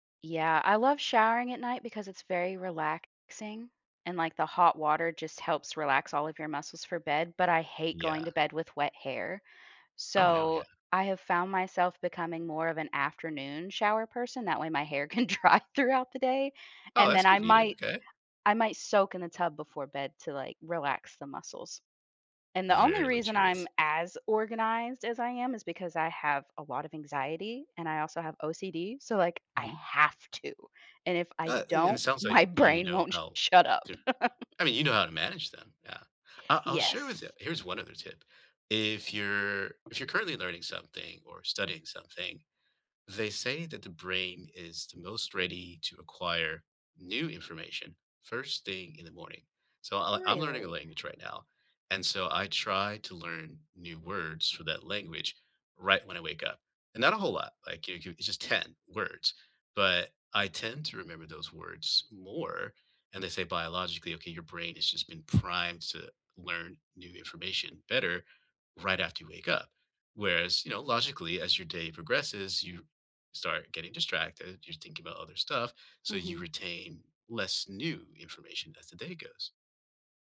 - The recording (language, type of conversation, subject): English, unstructured, What morning habits help you start your day well?
- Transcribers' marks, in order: laughing while speaking: "can dry"; other background noise; stressed: "have"; laugh